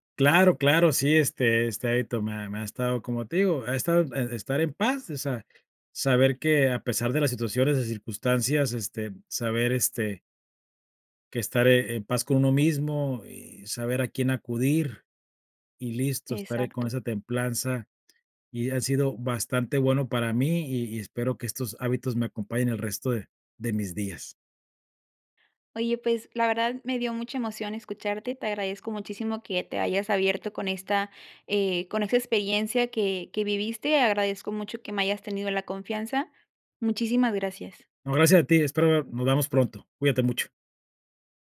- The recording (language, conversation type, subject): Spanish, podcast, ¿Qué hábitos te ayudan a mantenerte firme en tiempos difíciles?
- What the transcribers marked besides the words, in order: none